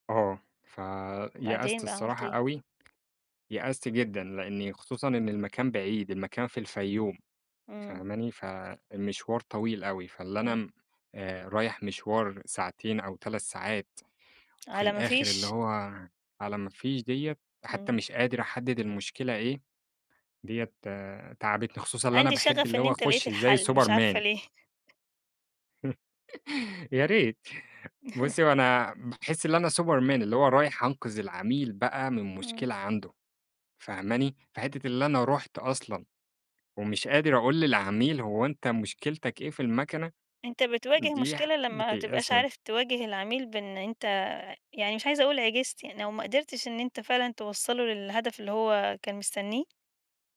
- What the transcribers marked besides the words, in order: tapping; chuckle; laughing while speaking: "يا ريت"; chuckle
- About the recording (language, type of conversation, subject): Arabic, podcast, إزاي بتحافظ على توازن بين الشغل وحياتك الشخصية؟